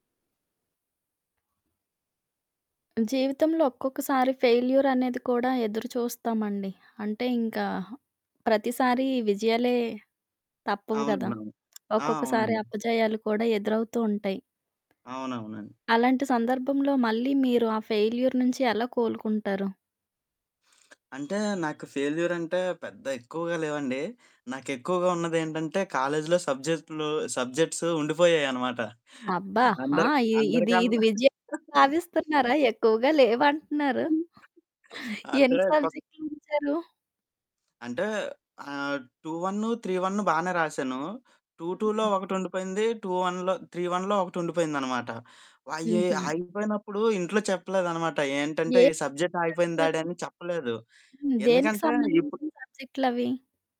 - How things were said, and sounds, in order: in English: "ఫెయిల్యూర్"; lip smack; in English: "ఫెయిల్యూర్"; other background noise; in English: "ఫెయిల్యూర్"; in English: "సబ్జెక్ట్స్"; distorted speech; chuckle; giggle; in English: "టు వన్ త్రీ వన్"; in English: "టు టు"; in English: "టు వన్, త్రీ వన్"; in English: "సబ్జెక్ట్"; in English: "డాడీ"
- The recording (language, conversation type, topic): Telugu, podcast, విఫలమైన తర్వాత మళ్లీ ప్రేరణ పొందడానికి మీరు ఏ సూచనలు ఇస్తారు?